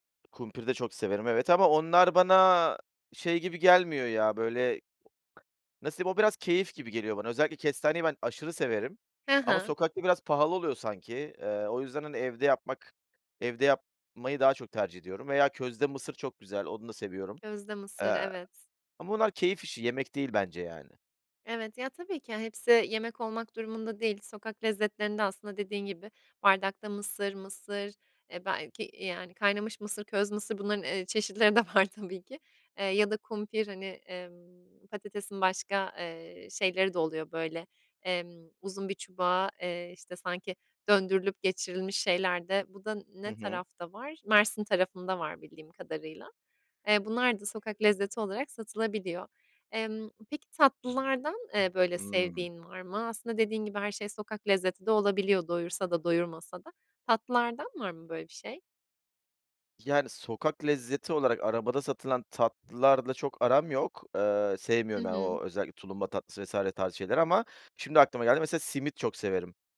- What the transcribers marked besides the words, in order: tapping; other noise; other background noise; laughing while speaking: "var, tabii ki"
- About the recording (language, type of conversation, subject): Turkish, podcast, Sokak lezzetleri arasında en sevdiğin hangisiydi ve neden?